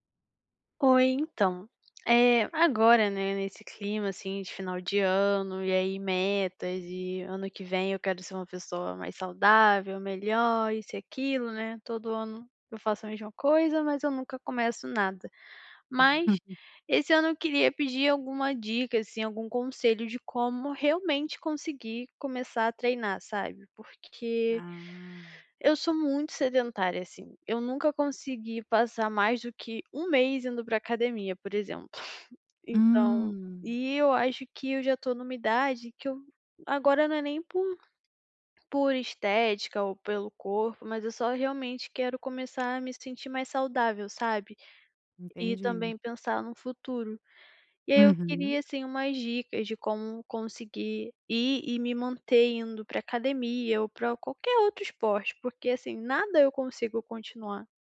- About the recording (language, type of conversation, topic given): Portuguese, advice, Como posso começar a treinar e criar uma rotina sem ansiedade?
- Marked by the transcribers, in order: chuckle